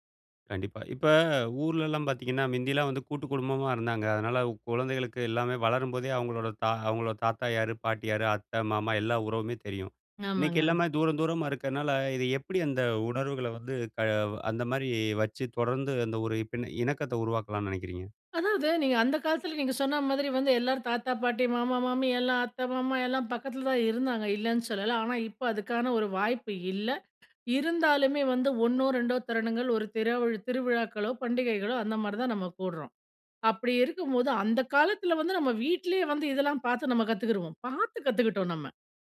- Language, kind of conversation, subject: Tamil, podcast, குழந்தைகளுக்கு உணர்ச்சிகளைப் பற்றி எப்படி விளக்குவீர்கள்?
- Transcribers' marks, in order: none